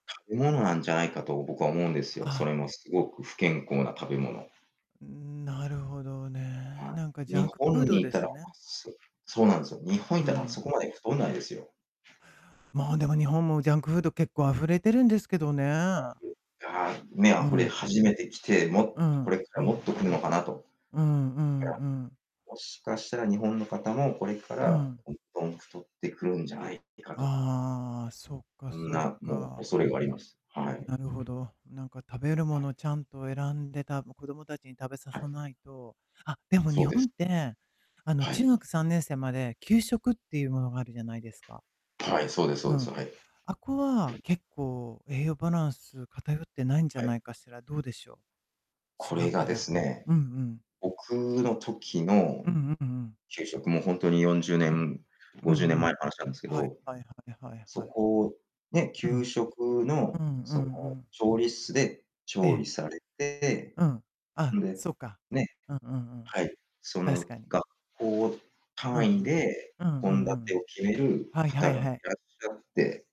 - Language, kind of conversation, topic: Japanese, unstructured, 科学の進歩は人間らしさを奪うと思いますか？
- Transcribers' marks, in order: distorted speech; unintelligible speech; tapping; unintelligible speech